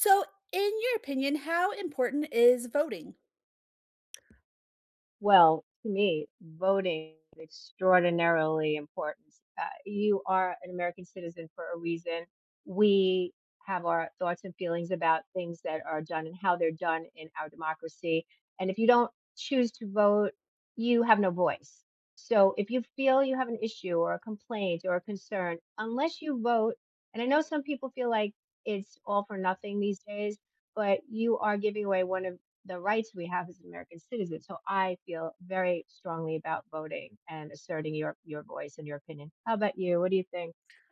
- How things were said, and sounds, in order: tapping
- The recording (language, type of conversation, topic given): English, unstructured, How important is voting in your opinion?